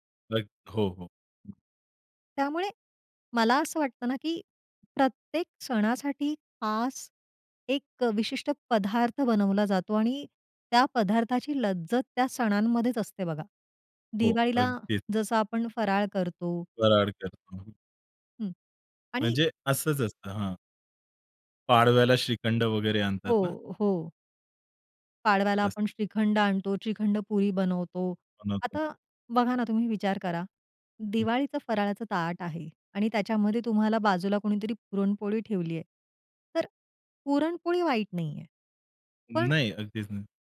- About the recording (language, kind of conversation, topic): Marathi, podcast, तुमच्या घरच्या खास पारंपरिक जेवणाबद्दल तुम्हाला काय आठवतं?
- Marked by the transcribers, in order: unintelligible speech; other noise; tapping; other background noise; unintelligible speech; unintelligible speech